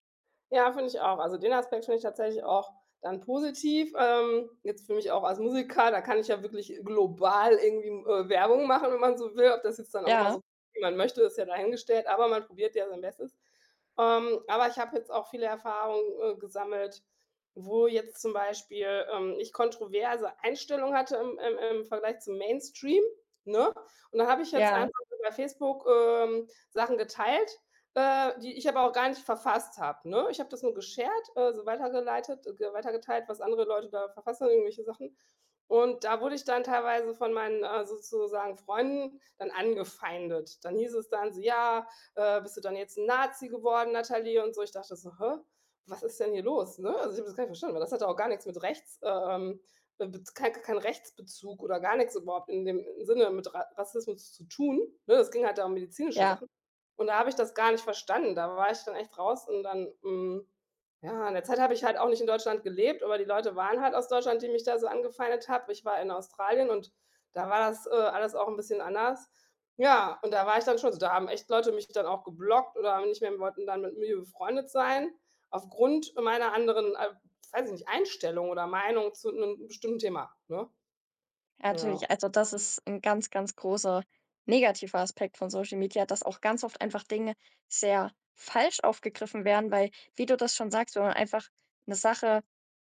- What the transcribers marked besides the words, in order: other background noise
- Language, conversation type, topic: German, unstructured, Wie verändern soziale Medien unsere Gemeinschaft?
- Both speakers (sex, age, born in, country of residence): female, 18-19, Germany, Germany; female, 40-44, Germany, Germany